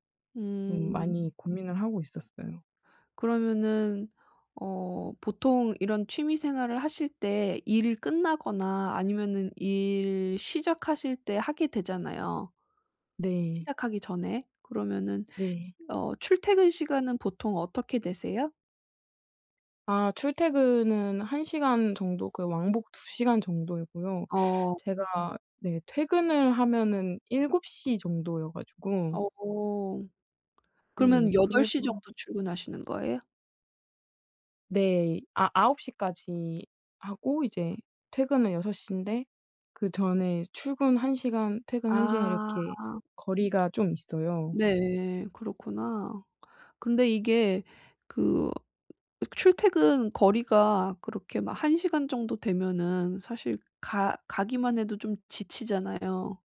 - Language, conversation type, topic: Korean, advice, 시간 관리를 하면서 일과 취미를 어떻게 잘 병행할 수 있을까요?
- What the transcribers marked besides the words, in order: teeth sucking